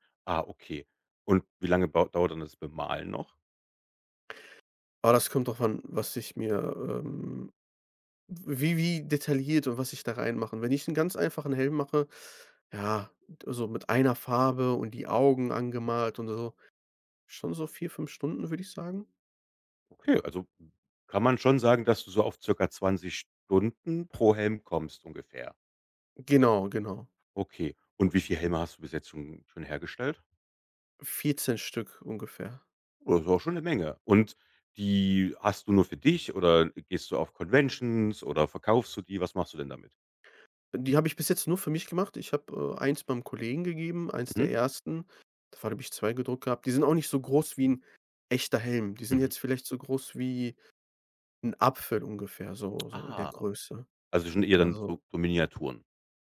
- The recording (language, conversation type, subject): German, podcast, Was war dein bisher stolzestes DIY-Projekt?
- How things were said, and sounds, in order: stressed: "Farbe"; stressed: "Augen"; in English: "Conventions"